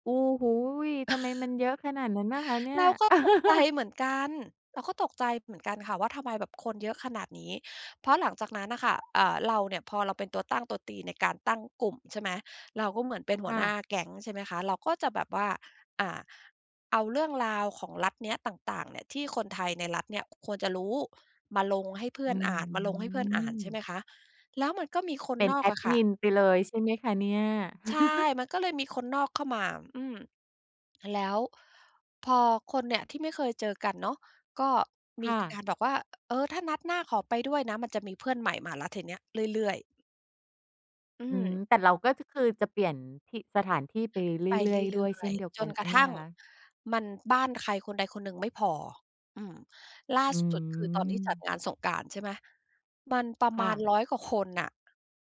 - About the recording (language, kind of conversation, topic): Thai, podcast, คุณเคยมีประสบการณ์นัดเจอเพื่อนที่รู้จักกันทางออนไลน์แล้วพบกันตัวจริงไหม?
- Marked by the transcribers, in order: chuckle; laughing while speaking: "ใจ"; laugh; drawn out: "อืม"; laugh